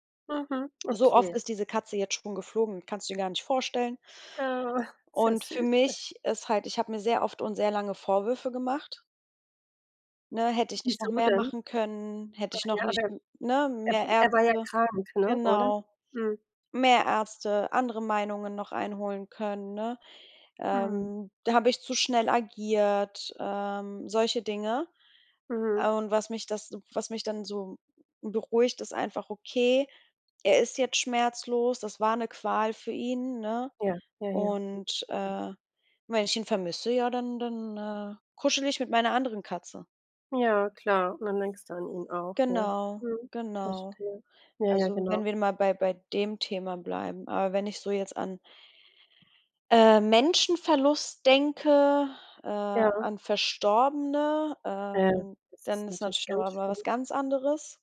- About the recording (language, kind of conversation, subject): German, unstructured, Was hilft dir, wenn du jemanden vermisst?
- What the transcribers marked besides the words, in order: joyful: "Oh, sehr süß, echt"; chuckle; other background noise